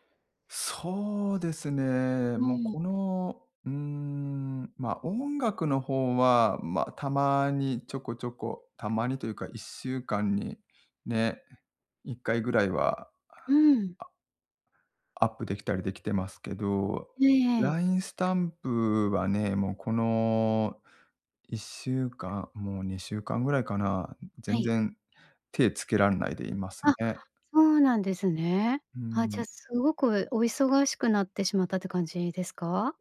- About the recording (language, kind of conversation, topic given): Japanese, advice, 創作に使う時間を確保できずに悩んでいる
- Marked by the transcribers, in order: none